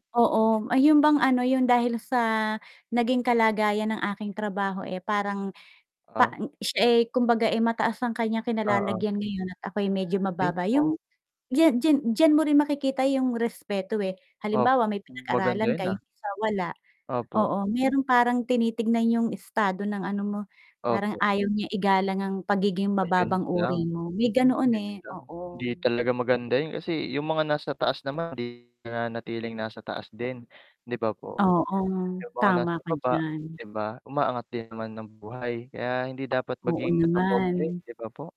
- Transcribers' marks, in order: static; other animal sound; distorted speech; other background noise
- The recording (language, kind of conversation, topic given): Filipino, unstructured, Ano ang papel ng respeto sa pakikitungo mo sa ibang tao?